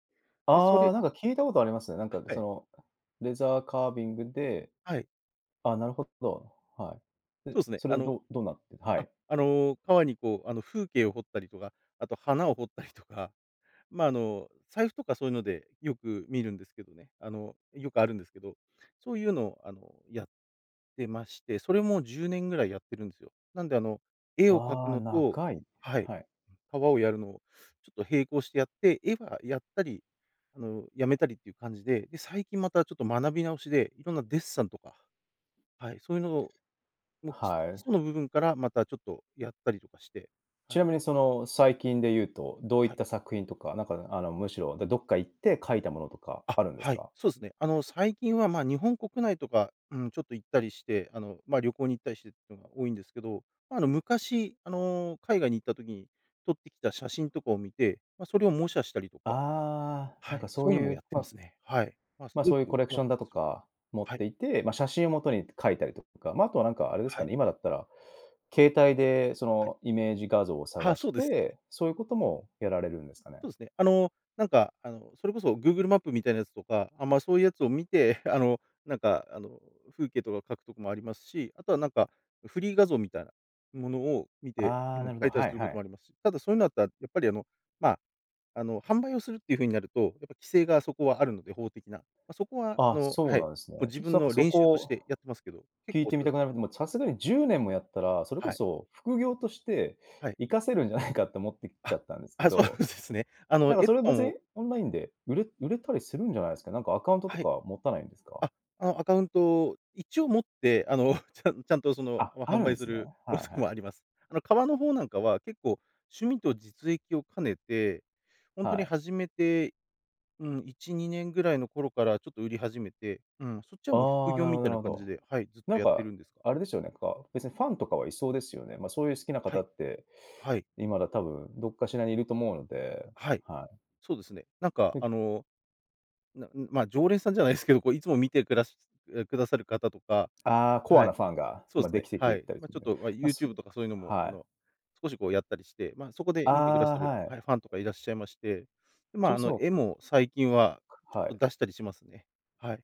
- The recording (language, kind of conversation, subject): Japanese, podcast, 最近、ワクワクした学びは何ですか？
- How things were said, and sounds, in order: chuckle; other background noise; chuckle; laughing while speaking: "あ、そうなんですね"; chuckle; chuckle; other noise